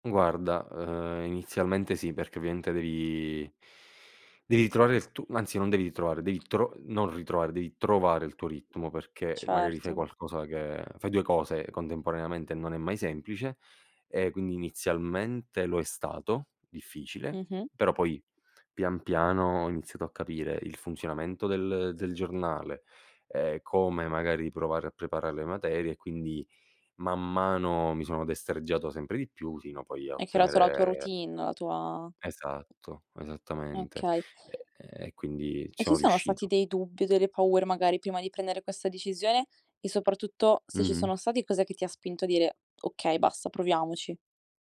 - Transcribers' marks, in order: other background noise
- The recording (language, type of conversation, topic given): Italian, podcast, Qual è stata una piccola scelta che ti ha cambiato la vita?